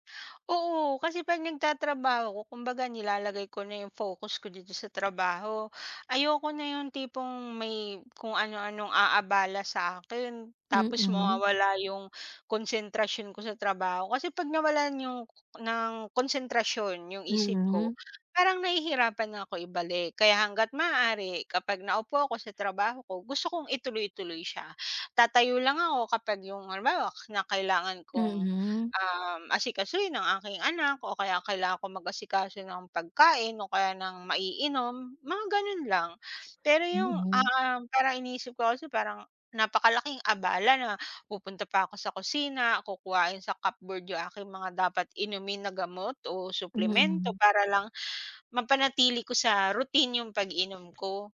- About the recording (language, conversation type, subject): Filipino, advice, Paano mo maiiwasan ang madalas na pagkalimot sa pag-inom ng gamot o suplemento?
- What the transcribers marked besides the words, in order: tapping; background speech; in English: "cupboard"; other background noise